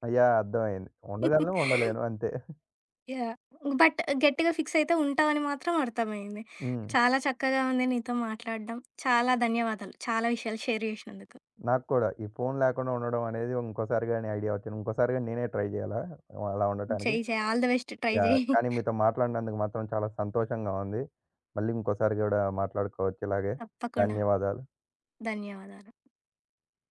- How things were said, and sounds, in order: chuckle; in English: "బట్"; in English: "షేర్"; tapping; in English: "ట్రై"; in English: "ఆల్ ద బెస్ట్. ట్రై"; chuckle
- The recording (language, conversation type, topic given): Telugu, podcast, ఫోన్ లేకుండా ఒకరోజు మీరు ఎలా గడుపుతారు?